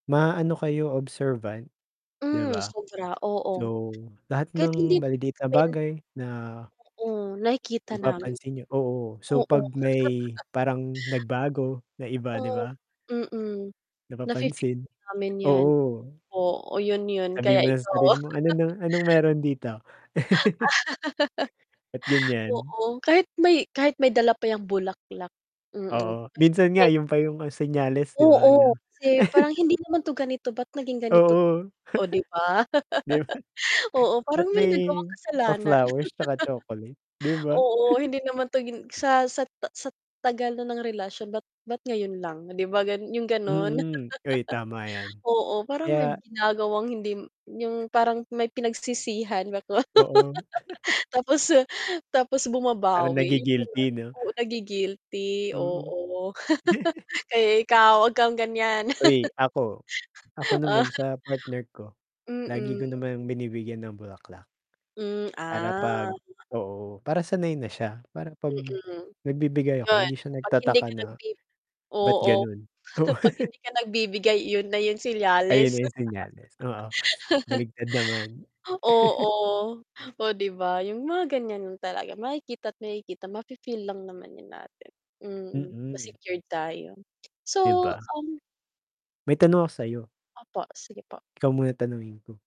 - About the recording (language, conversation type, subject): Filipino, unstructured, Paano mo malalaman kung tunay ang pagmamahal ng isang tao?
- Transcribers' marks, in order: tapping; static; distorted speech; mechanical hum; chuckle; laugh; chuckle; chuckle; laugh; laugh; chuckle; laugh; chuckle; laugh; chuckle; laugh; laugh; scoff; laughing while speaking: "Oo"; laugh; chuckle